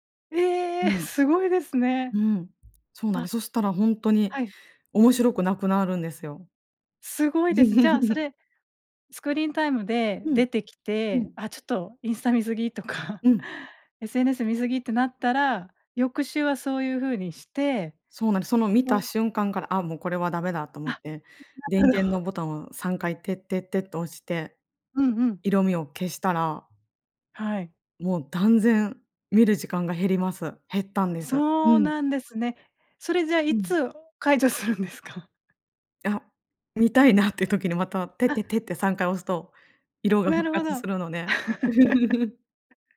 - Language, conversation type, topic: Japanese, podcast, スマホ時間の管理、どうしていますか？
- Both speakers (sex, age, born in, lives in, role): female, 40-44, Japan, Japan, guest; female, 40-44, Japan, Japan, host
- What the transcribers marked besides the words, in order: other noise; chuckle; laughing while speaking: "とか"; unintelligible speech; laughing while speaking: "解除するんですか？"; laugh